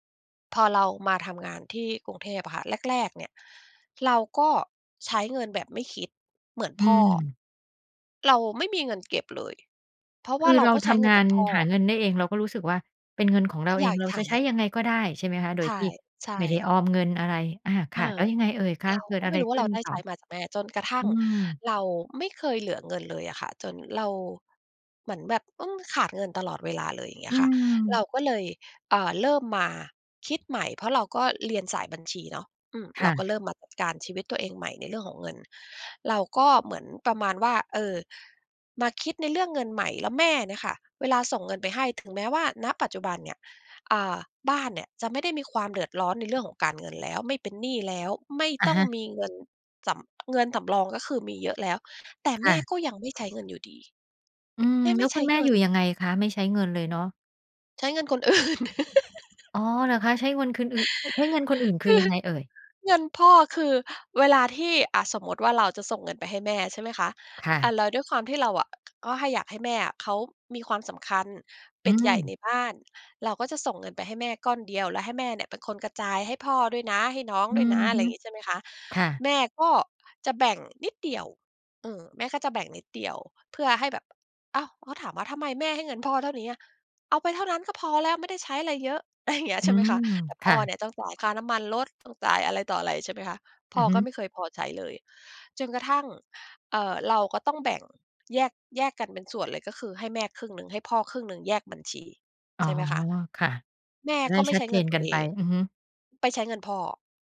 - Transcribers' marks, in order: laughing while speaking: "อื่น คือ"; giggle; other noise
- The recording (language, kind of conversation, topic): Thai, podcast, เรื่องเงินทำให้คนต่างรุ่นขัดแย้งกันบ่อยไหม?